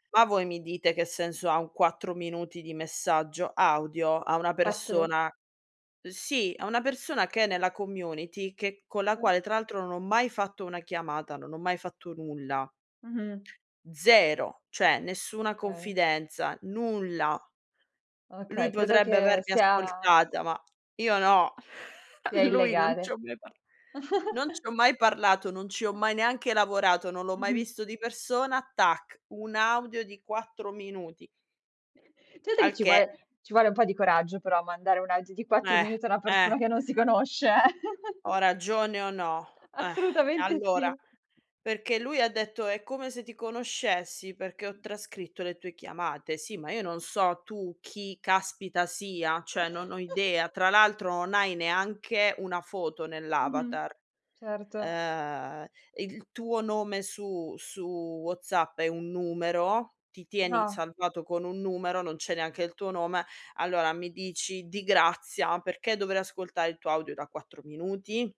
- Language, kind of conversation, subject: Italian, podcast, Quando preferisci inviare un messaggio vocale invece di scrivere un messaggio?
- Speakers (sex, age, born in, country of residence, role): female, 25-29, Italy, Italy, host; female, 35-39, Italy, Italy, guest
- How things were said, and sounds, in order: "Okay" said as "kay"; other noise; laughing while speaking: "lui non c'ho mai parl"; chuckle; tapping; laughing while speaking: "persona che non si conosce, eh"; chuckle; chuckle; other background noise; drawn out: "Ehm"